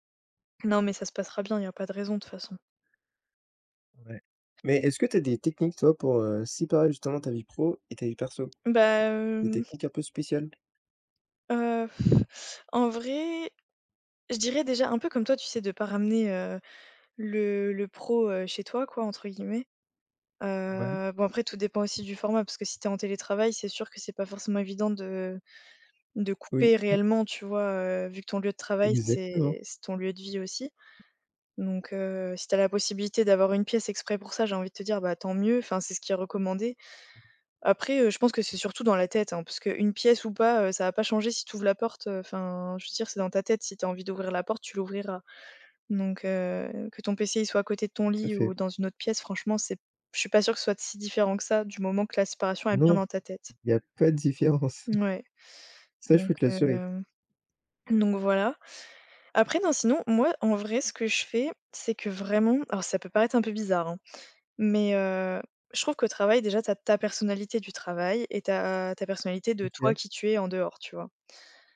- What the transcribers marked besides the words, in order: tapping; other background noise; chuckle; stressed: "ta"
- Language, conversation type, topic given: French, unstructured, Comment trouves-tu l’équilibre entre travail et vie personnelle ?